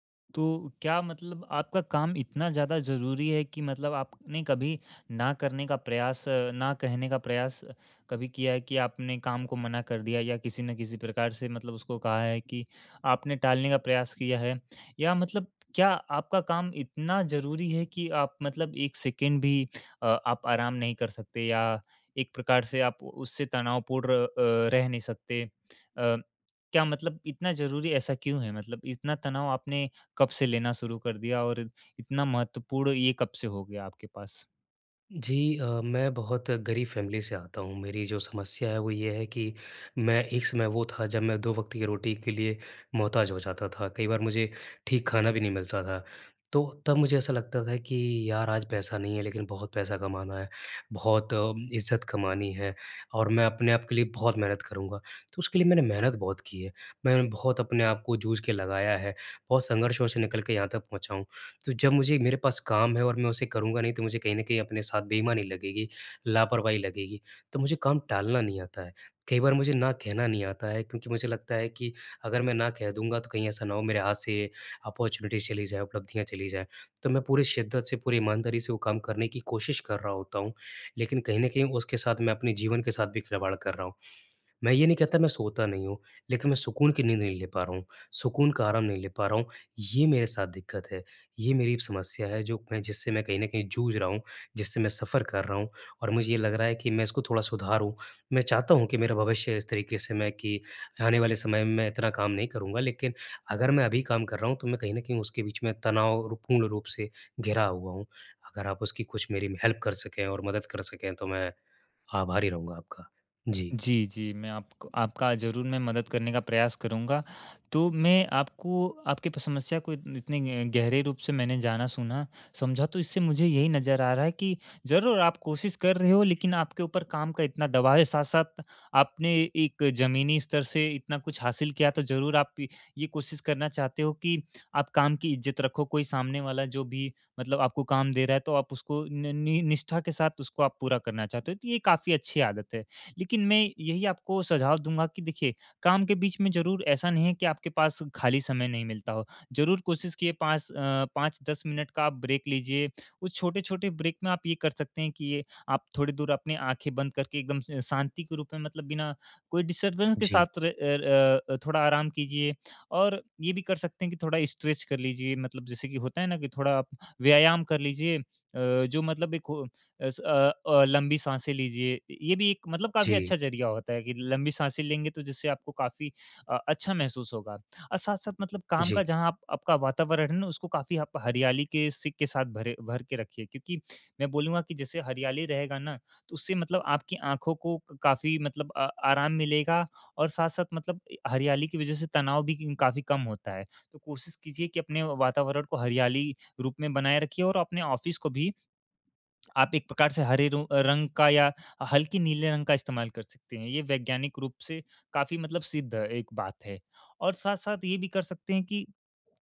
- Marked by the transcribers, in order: in English: "फैमिली"; in English: "अपॉर्च्युनिटी"; in English: "सफ़र"; in English: "हेल्प"; in English: "ब्रेक"; in English: "ब्रेक"; in English: "डिस्टर्बेंस"; in English: "स्ट्रेच"; in English: "ऑफिस"; tapping
- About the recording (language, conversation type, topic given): Hindi, advice, मुझे आराम करने का समय नहीं मिल रहा है, मैं क्या करूँ?